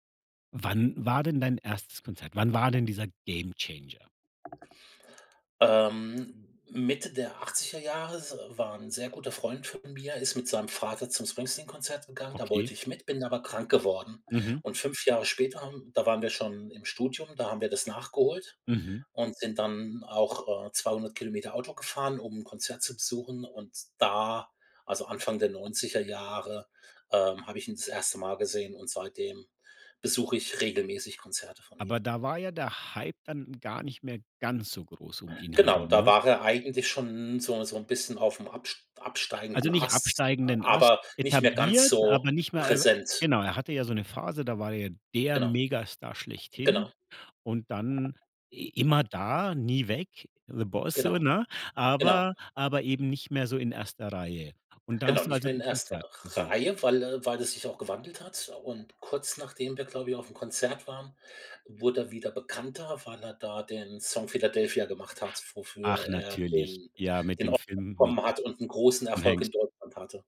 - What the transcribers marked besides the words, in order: other background noise; in English: "Gamechanger?"; stressed: "der"; in English: "the Boss"
- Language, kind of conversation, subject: German, podcast, Sag mal, welches Lied ist dein absolutes Lieblingslied?